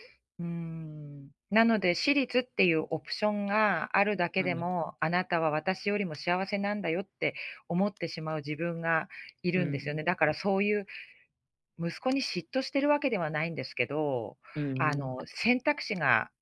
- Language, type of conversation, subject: Japanese, advice, 家族と価値観が違って孤立を感じているのはなぜですか？
- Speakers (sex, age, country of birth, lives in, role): female, 45-49, Japan, United States, user; male, 20-24, Japan, Japan, advisor
- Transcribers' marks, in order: tapping; other background noise